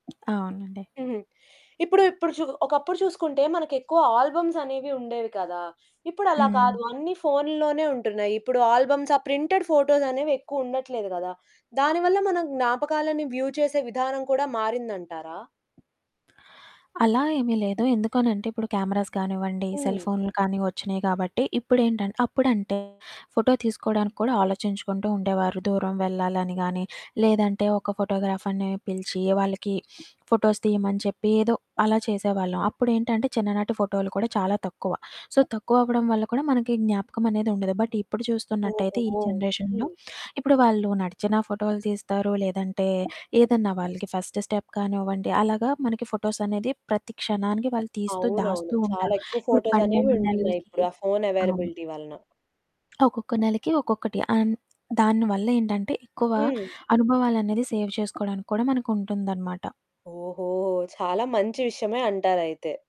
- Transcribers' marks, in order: other background noise; in English: "ఆల్బమ్స్"; in English: "ప్రింటెడ్"; in English: "వ్యూ"; in English: "కెమెరాస్"; distorted speech; in English: "ఫోటోగ్రాఫర్‌ని"; sniff; in English: "ఫోటోస్"; in English: "సో"; in English: "బట్"; in English: "జనరేషన్‌లో"; in English: "ఫస్ట్ స్టెప్"; in English: "అవైలబిలిటీ"; in English: "సేవ్"
- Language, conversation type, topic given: Telugu, podcast, పాత ఫోటోలు చూసినప్పుడు వచ్చే స్మృతులకు ఏ పాట బాగా సరిపోతుంది?